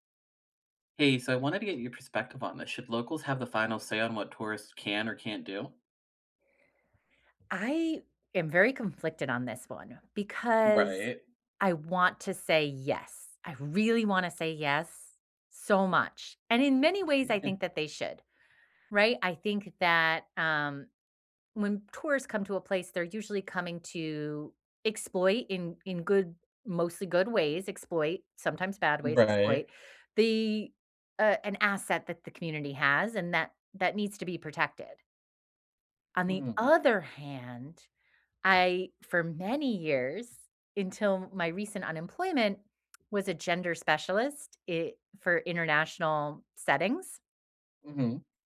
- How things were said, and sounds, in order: chuckle; other background noise
- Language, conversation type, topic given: English, unstructured, Should locals have the final say over what tourists can and cannot do?